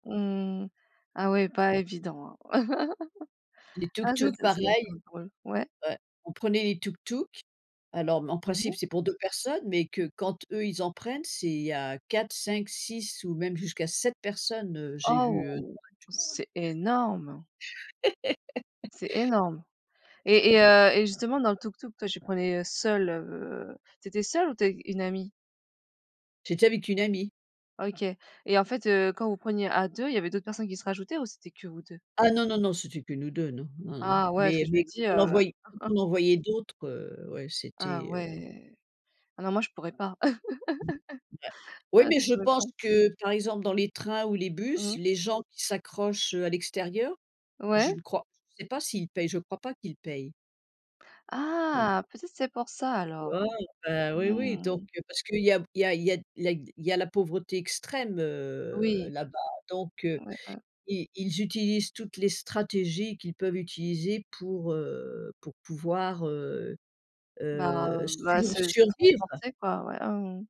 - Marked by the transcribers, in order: tapping; laugh; stressed: "énorme"; laugh; laugh; chuckle; other background noise; laugh; drawn out: "heu"
- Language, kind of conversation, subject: French, unstructured, Qu’est-ce qui rend un voyage vraiment inoubliable ?